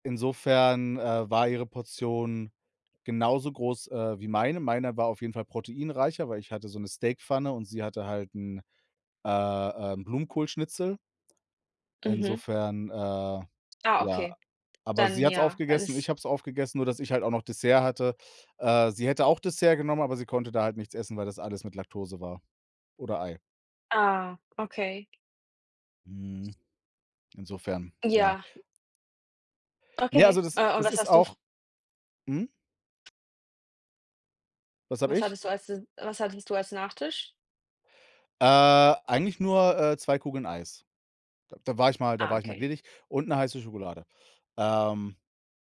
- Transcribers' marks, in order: other background noise
- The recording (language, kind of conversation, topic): German, unstructured, Was verbindet dich am meisten mit deiner Kultur?